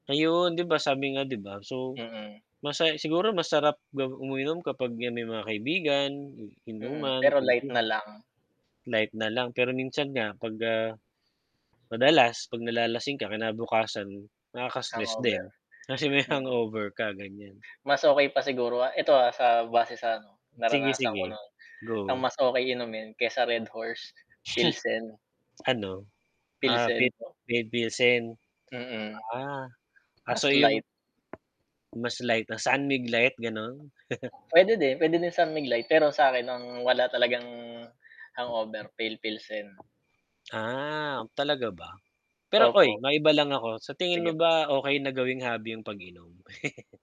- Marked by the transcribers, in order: mechanical hum; static; tapping; other background noise; chuckle; chuckle; chuckle
- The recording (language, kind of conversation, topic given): Filipino, unstructured, Ano ang natutunan mo mula sa iyong paboritong libangan?